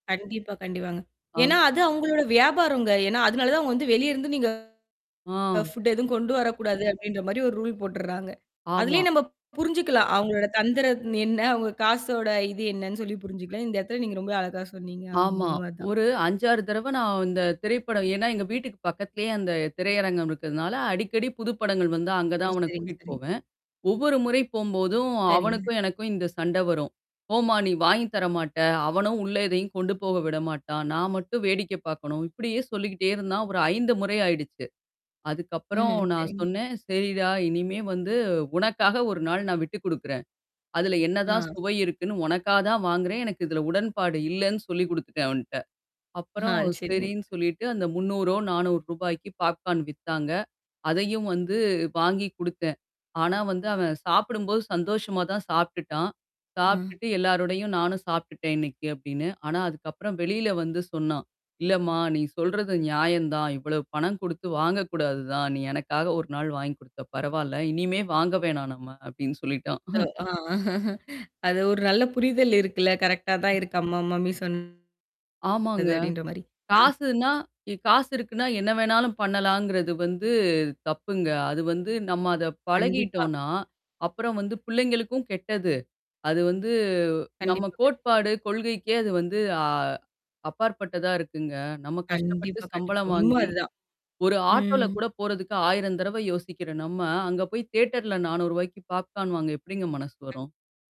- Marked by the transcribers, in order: distorted speech; mechanical hum; static; chuckle; other noise
- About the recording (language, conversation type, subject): Tamil, podcast, ஒரு பொருள் வாங்கும்போது அது உங்களை உண்மையாக பிரதிபலிக்கிறதா என்பதை நீங்கள் எப்படி முடிவெடுக்கிறீர்கள்?